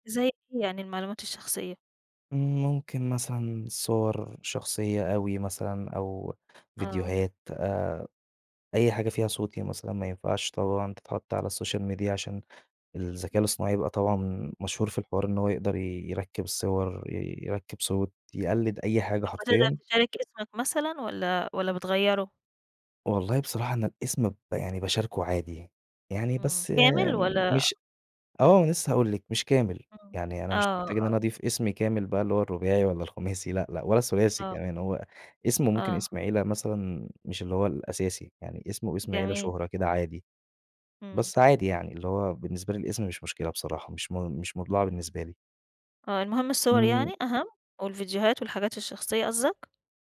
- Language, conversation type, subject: Arabic, podcast, إزاي بتحافظ على خصوصيتك على الإنترنت؟
- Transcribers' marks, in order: tapping; in English: "السوشيال ميديا"; unintelligible speech